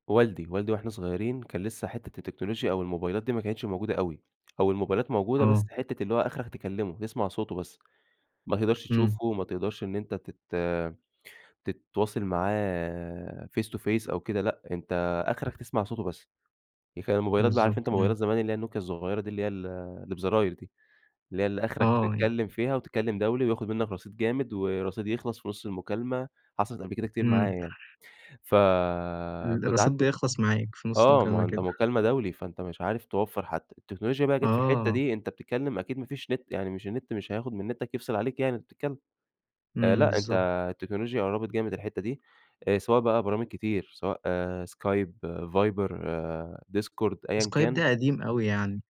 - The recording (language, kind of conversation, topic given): Arabic, podcast, ازاي التكنولوجيا ممكن تقرّب الناس لبعض بدل ما تبعّدهم؟
- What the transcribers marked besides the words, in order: in English: "Face to face"